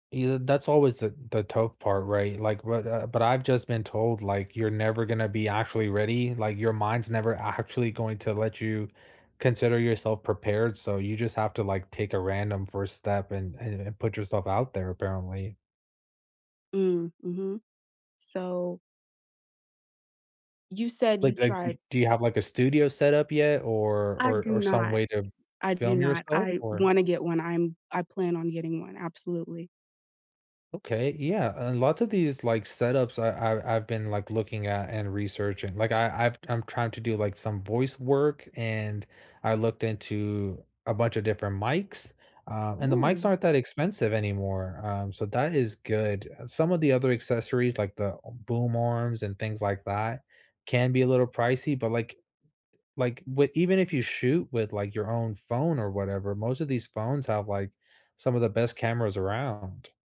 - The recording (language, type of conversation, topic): English, unstructured, Have you ever tried a hobby that didn’t live up to the hype?
- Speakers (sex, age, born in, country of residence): female, 20-24, United States, United States; male, 30-34, United States, United States
- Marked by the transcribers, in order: other background noise